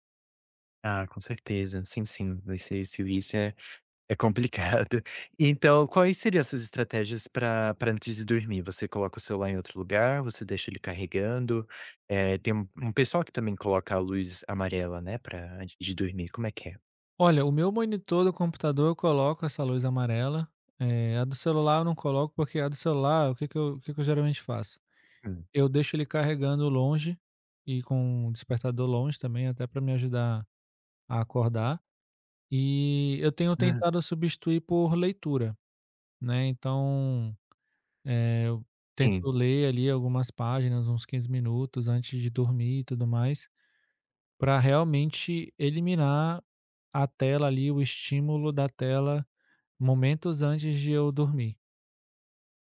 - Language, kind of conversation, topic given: Portuguese, podcast, Como o celular e as redes sociais afetam suas amizades?
- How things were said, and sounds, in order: none